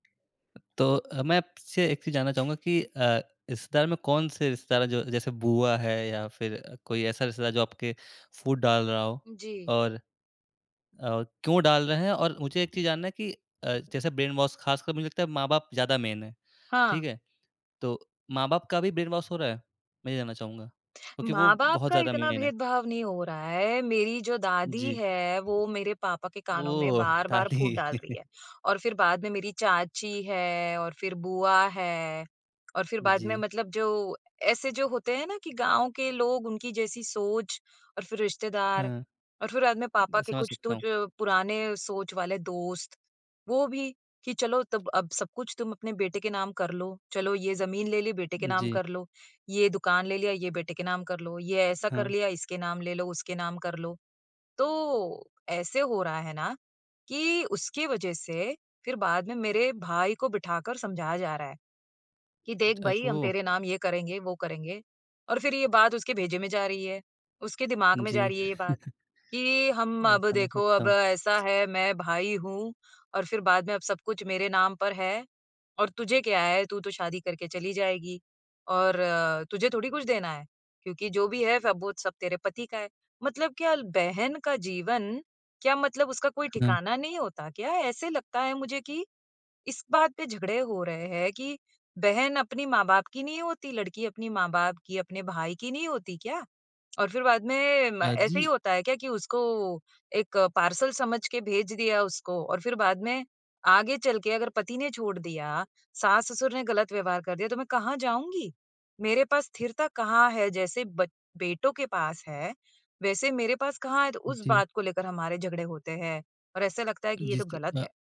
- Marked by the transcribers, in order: other noise; in English: "ब्रेनवॉश"; in English: "मेन"; in English: "ब्रेनवॉश"; in English: "मेन"; laughing while speaking: "दादी"; surprised: "ओह!"; chuckle; tongue click
- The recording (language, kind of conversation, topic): Hindi, advice, भाई-बहन के बीच विरासत और संपत्ति को लेकर झगड़ा कैसे हुआ, और इसका आप पर क्या असर पड़ा?